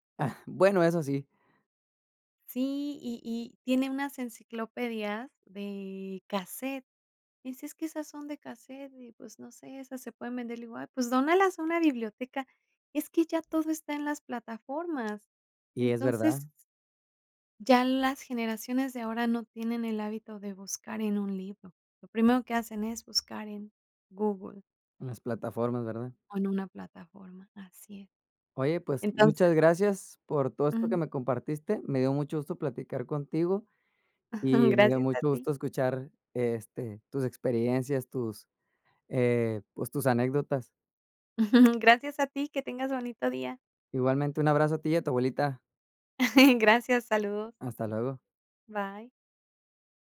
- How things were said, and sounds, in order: chuckle; chuckle; laugh
- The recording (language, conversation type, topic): Spanish, podcast, ¿Cómo descubres música nueva hoy en día?
- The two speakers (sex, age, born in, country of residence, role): female, 40-44, Mexico, Mexico, guest; male, 40-44, Mexico, Mexico, host